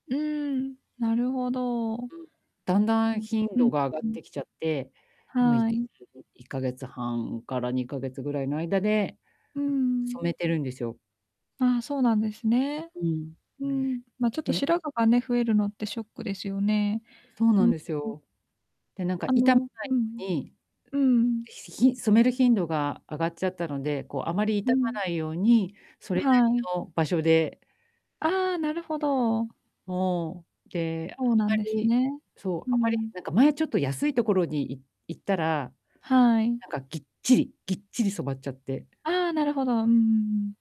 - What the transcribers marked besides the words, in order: distorted speech; unintelligible speech
- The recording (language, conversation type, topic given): Japanese, advice, 限られた予算の中でおしゃれに見せるには、どうすればいいですか？
- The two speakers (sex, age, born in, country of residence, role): female, 25-29, Japan, Japan, advisor; female, 45-49, Japan, Japan, user